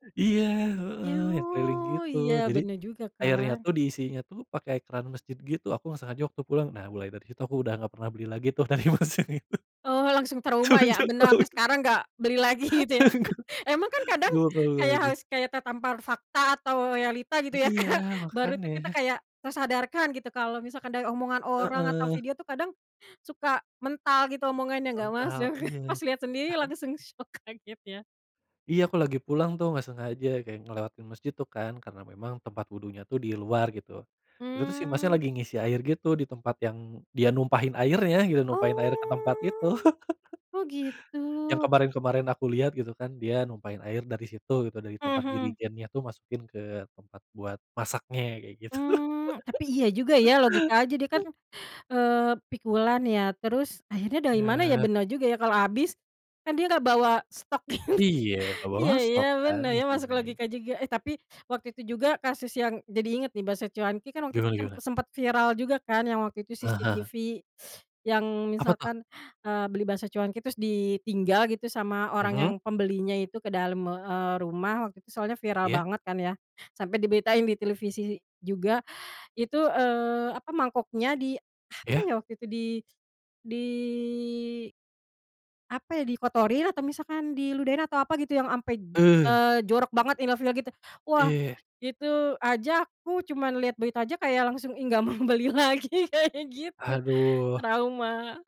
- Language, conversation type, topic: Indonesian, unstructured, Bagaimana kamu meyakinkan teman agar tidak jajan sembarangan?
- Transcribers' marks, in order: drawn out: "Yu"; laughing while speaking: "mas yang itu"; laughing while speaking: "semenjak tau itu. Enggak"; laugh; laughing while speaking: "gitu, ya?"; chuckle; laughing while speaking: "Kak?"; "Makanya" said as "makannya"; chuckle; laughing while speaking: "syok, kaget ya?"; chuckle; drawn out: "Oh"; laugh; laugh; laughing while speaking: "gitu"; teeth sucking; drawn out: "di"; laughing while speaking: "beli lagi. kayak gitu"